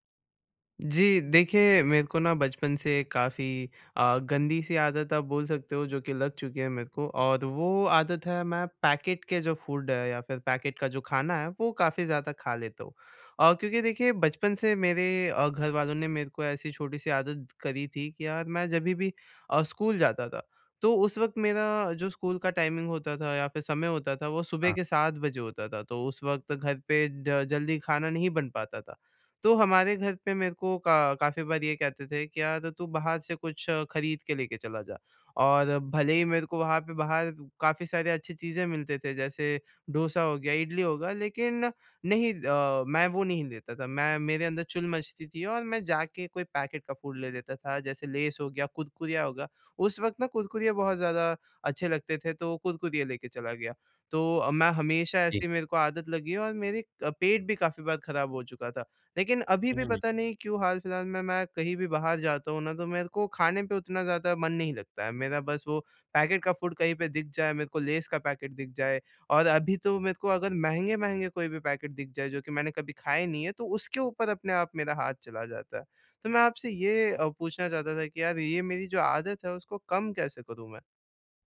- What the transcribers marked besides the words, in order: in English: "पैकेट"; in English: "फूड"; in English: "पैकेट"; in English: "टाइमिंग"; in English: "पैकेट"; in English: "फूड"; in English: "पैकेट"; in English: "फूड"; in English: "पैकेट"; in English: "पैकेट"
- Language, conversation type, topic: Hindi, advice, पैकेज्ड भोजन पर निर्भरता कैसे घटाई जा सकती है?